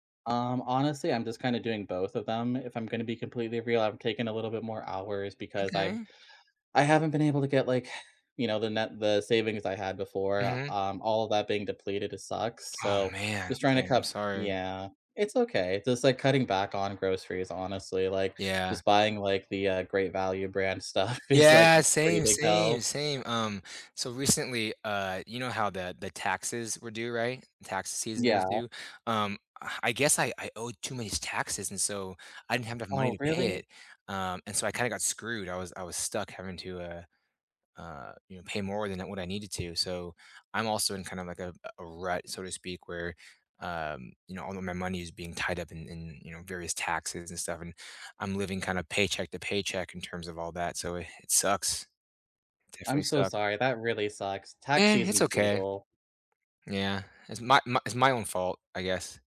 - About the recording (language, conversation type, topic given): English, unstructured, What big goal do you want to pursue that would make everyday life feel better rather than busier?
- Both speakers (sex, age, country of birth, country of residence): male, 30-34, United States, United States; male, 30-34, United States, United States
- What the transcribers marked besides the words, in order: other background noise; laughing while speaking: "stuff is, like"; sigh